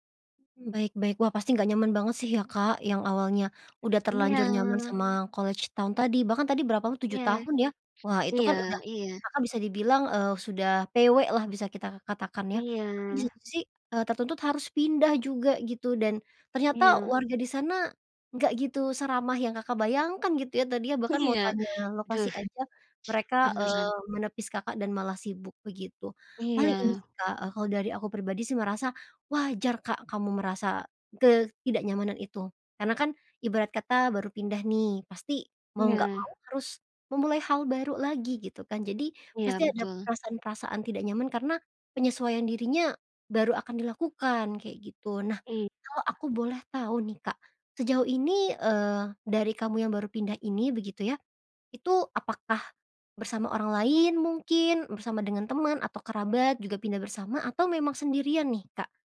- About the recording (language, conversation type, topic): Indonesian, advice, Bagaimana kamu menghadapi rasa kesepian dan keterasingan setelah pindah kota?
- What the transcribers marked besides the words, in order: other background noise; in English: "college town"